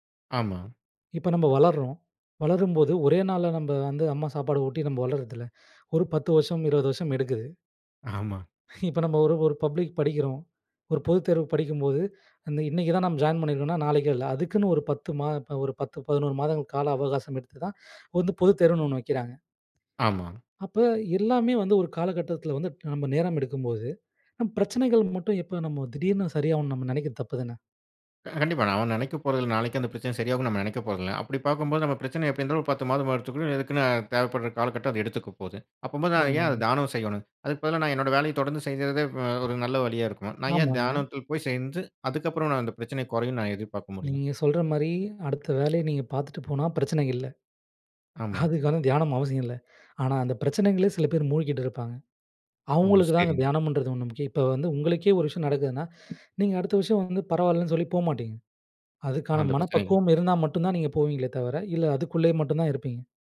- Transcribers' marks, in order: in English: "பப்ளிக்குக்கு"; "எப்படி" said as "எப்ப"; other background noise; "அதுக்குன்னு" said as "எதுக்குன்னு"
- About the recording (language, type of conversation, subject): Tamil, podcast, பணச்சுமை இருக்கும்போது தியானம் எப்படி உதவும்?